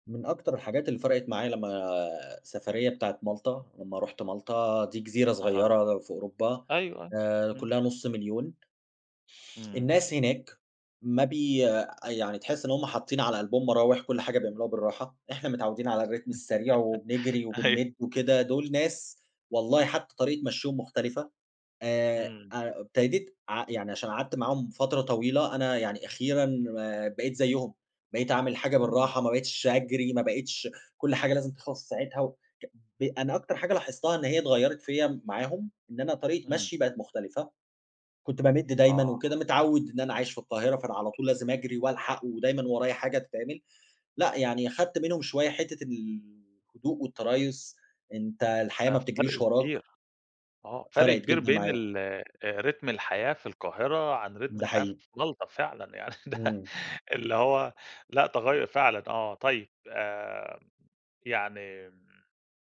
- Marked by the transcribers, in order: laugh; in English: "الرتم"; tapping; in English: "رتم"; laughing while speaking: "يعني ده"
- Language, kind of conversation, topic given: Arabic, podcast, إزاي بتنظم وقتك بين الشغل والإبداع والحياة؟